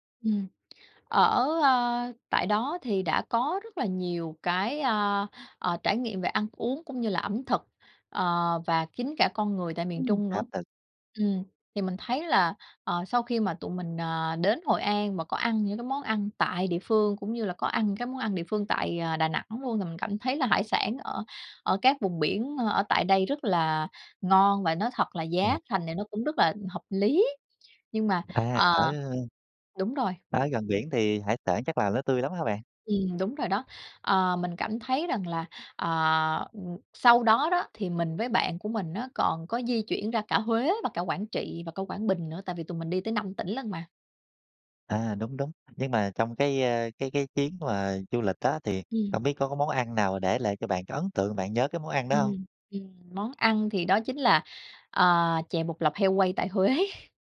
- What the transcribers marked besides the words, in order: other background noise; unintelligible speech; tapping; laughing while speaking: "Huế"
- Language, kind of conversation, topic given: Vietnamese, podcast, Bạn có thể kể về một chuyến đi đã khiến bạn thay đổi rõ rệt nhất không?